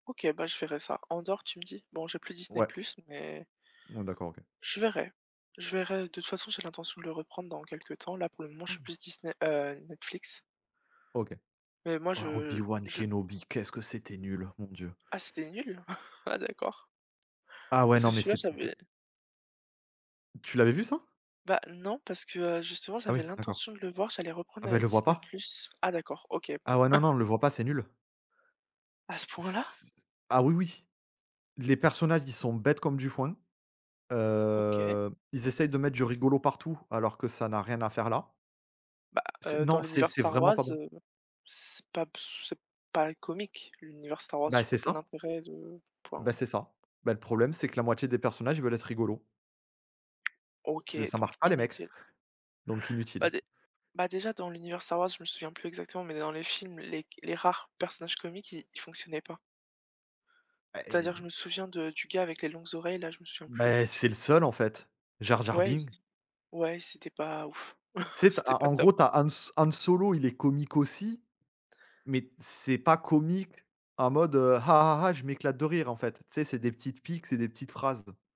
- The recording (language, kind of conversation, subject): French, unstructured, Quels critères prenez-vous en compte pour choisir vos films préférés ?
- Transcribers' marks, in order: unintelligible speech; chuckle; chuckle; surprised: "À ce point-là ?"; drawn out: "c"; drawn out: "heu"; tapping; chuckle; chuckle